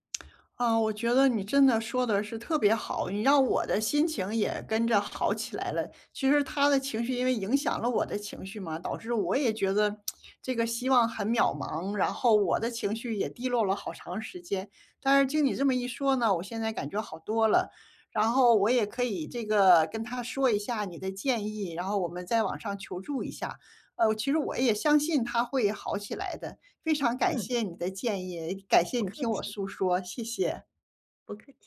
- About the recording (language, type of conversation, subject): Chinese, advice, 我该如何陪伴伴侣走出低落情绪？
- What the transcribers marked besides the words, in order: lip smack; lip smack